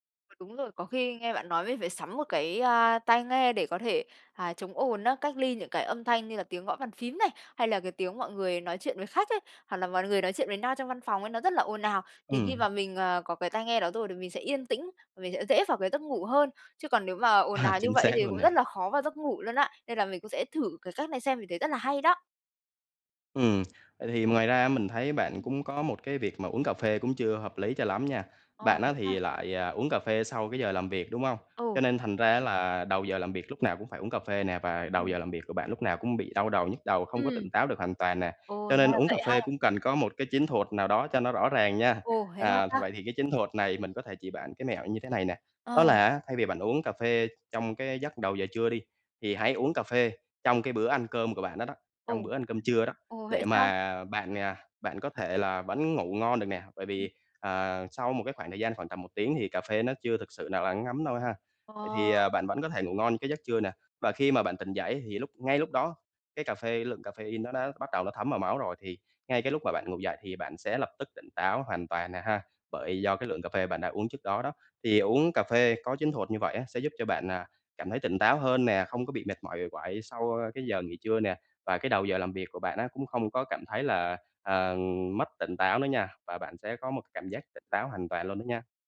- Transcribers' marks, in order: tapping; other background noise
- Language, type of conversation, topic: Vietnamese, advice, Làm sao để không cảm thấy uể oải sau khi ngủ ngắn?